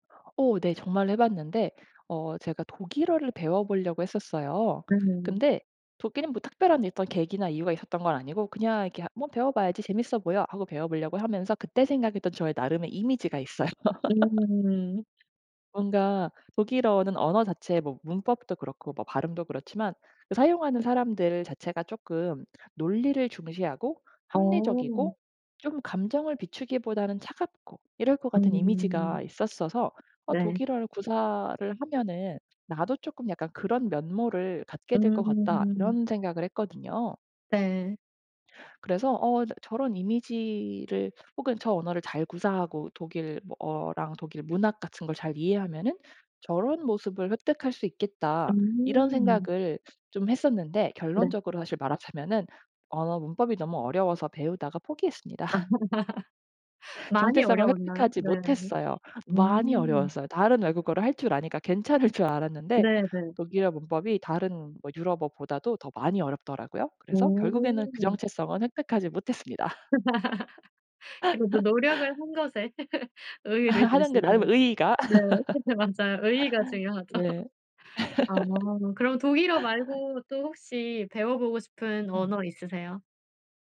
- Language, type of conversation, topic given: Korean, podcast, 언어가 당신의 정체성에 어떤 역할을 하나요?
- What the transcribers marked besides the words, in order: laughing while speaking: "있어요"; laugh; other background noise; laughing while speaking: "말하자면은"; laugh; laughing while speaking: "못했습니다"; laugh; laugh